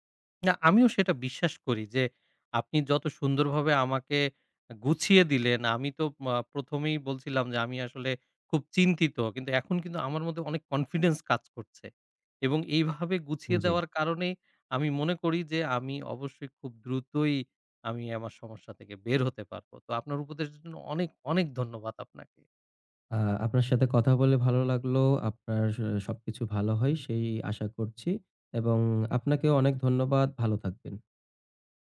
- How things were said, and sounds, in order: in English: "কনফিডেন্স"; tapping
- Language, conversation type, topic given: Bengali, advice, জীবনের বাধ্যবাধকতা ও কাজের চাপের মধ্যে ব্যক্তিগত লক্ষ্যগুলোর সঙ্গে কীভাবে সামঞ্জস্য করবেন?